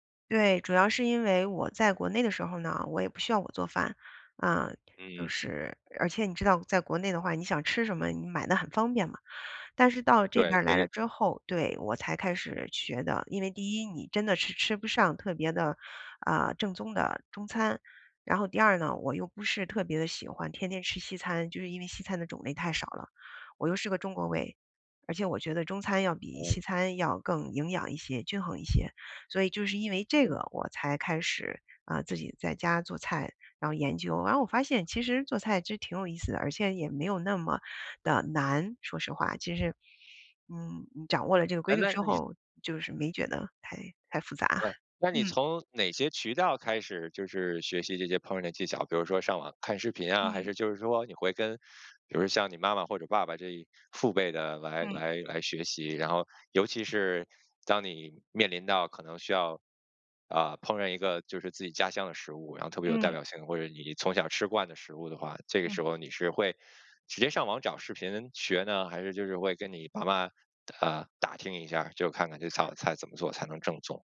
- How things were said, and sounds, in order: other background noise; other noise
- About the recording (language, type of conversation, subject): Chinese, podcast, 你平时如何规划每周的菜单？
- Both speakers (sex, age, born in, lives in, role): female, 40-44, China, United States, guest; male, 40-44, China, United States, host